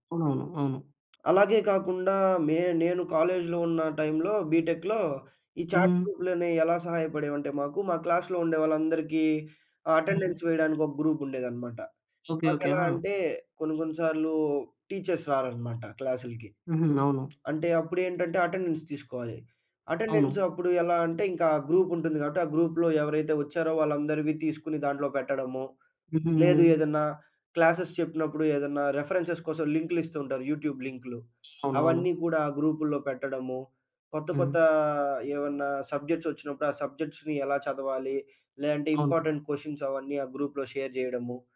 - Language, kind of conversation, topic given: Telugu, podcast, మీరు చాట్‌గ్రూప్‌ను ఎలా నిర్వహిస్తారు?
- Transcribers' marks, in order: other background noise; in English: "కాలేజ్‌లో"; in English: "బీటెక్‌లో"; in English: "చాట్"; in English: "క్లాస్‌లో"; in English: "అటెండెన్స్"; in English: "గ్రూప్"; in English: "టీచర్స్"; tapping; in English: "అటెండెన్స్"; in English: "అటెండెన్స్"; in English: "గ్రూప్"; in English: "గ్రూప్‌లో"; in English: "క్లాసెస్"; in English: "రిఫరెన్సెస్"; in English: "యూట్యూబ్"; in English: "సబ్జెక్ట్స్"; in English: "సబ్జెక్ట్స్‌ని"; in English: "ఇంపార్టెంట్ క్వెషన్స్"; in English: "గ్రూప్‌లో షేర్"